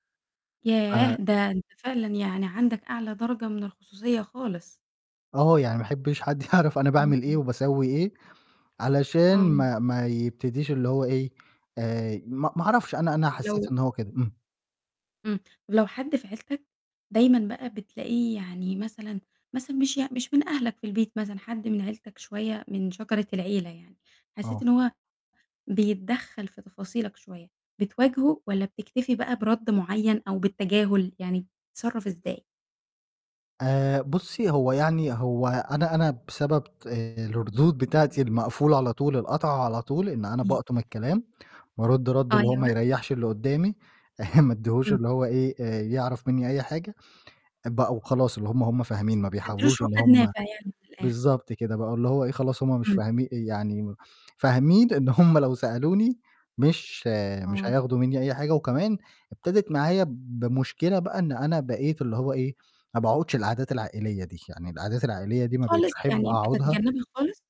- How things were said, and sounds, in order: laughing while speaking: "يعرف"; static; chuckle; laughing while speaking: "هُم"
- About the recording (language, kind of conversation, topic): Arabic, podcast, إزاي بتحافظ على خصوصيتك وسط العيلة؟